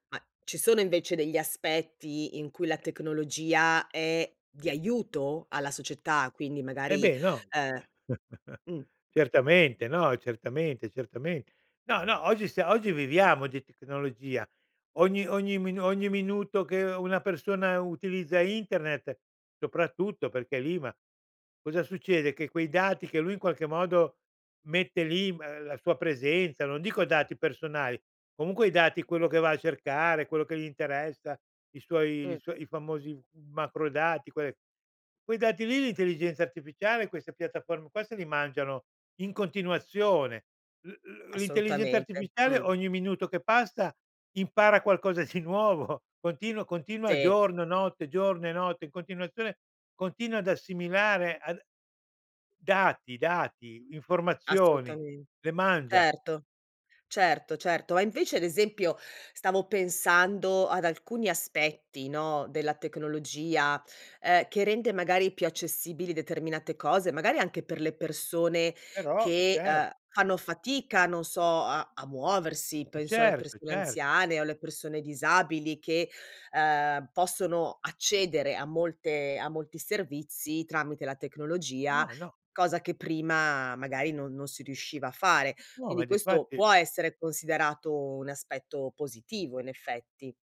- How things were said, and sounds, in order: "vabbè" said as "abbè"; chuckle; laughing while speaking: "di nuovo"
- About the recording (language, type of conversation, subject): Italian, podcast, In che modo la tecnologia ha cambiato il tuo modo di imparare?